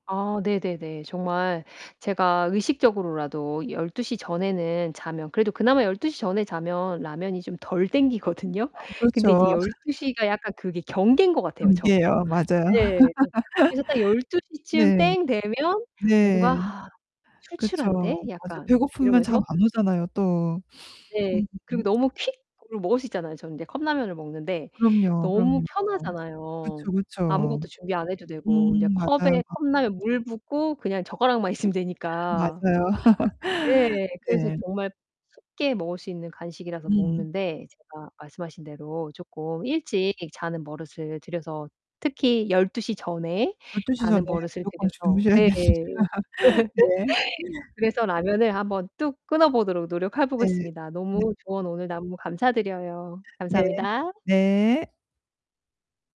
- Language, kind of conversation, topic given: Korean, advice, 간식 먹고 싶은 충동을 더 잘 조절하려면 어떻게 해야 하나요?
- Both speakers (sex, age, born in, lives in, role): female, 45-49, South Korea, United States, advisor; female, 45-49, South Korea, United States, user
- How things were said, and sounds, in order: laughing while speaking: "당기거든요"; laugh; laugh; distorted speech; sigh; other background noise; laughing while speaking: "있으면"; laugh; laughing while speaking: "됩니다"; laugh; "노력해" said as "노력하"